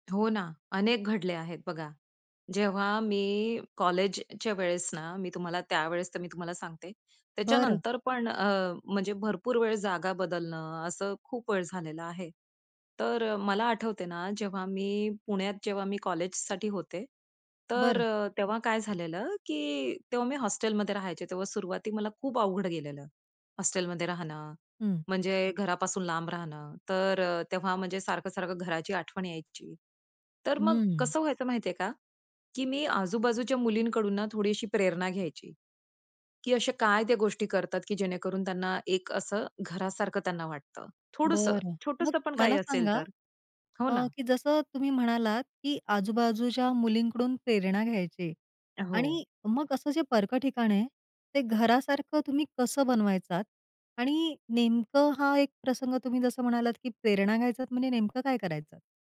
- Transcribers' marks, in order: none
- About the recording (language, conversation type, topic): Marathi, podcast, परकं ठिकाण घरासारखं कसं बनवलंस?